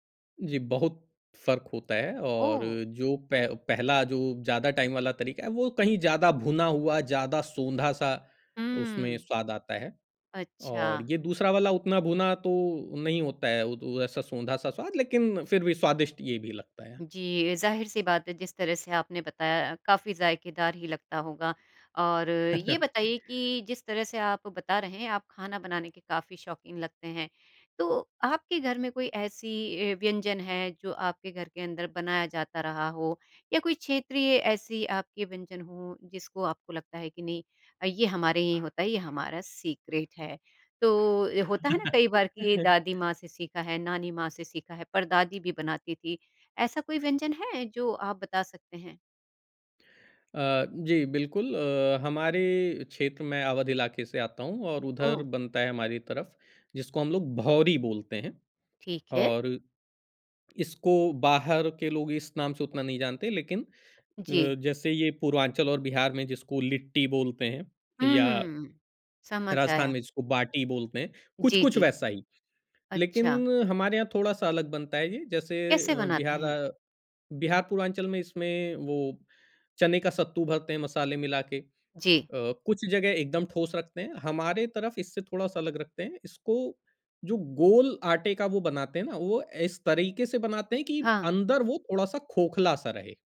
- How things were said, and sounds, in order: other background noise; in English: "टाइम"; chuckle; in English: "सीक्रेट"; chuckle
- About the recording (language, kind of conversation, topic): Hindi, podcast, खाना बनाते समय आपके पसंदीदा तरीके क्या हैं?